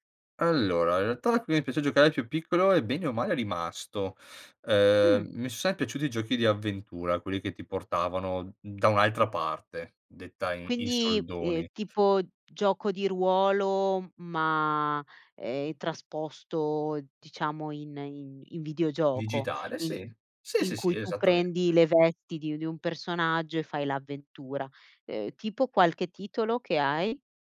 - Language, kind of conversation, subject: Italian, podcast, Quale gioco d'infanzia ricordi con più affetto e perché?
- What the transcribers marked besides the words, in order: "sempre" said as "semp"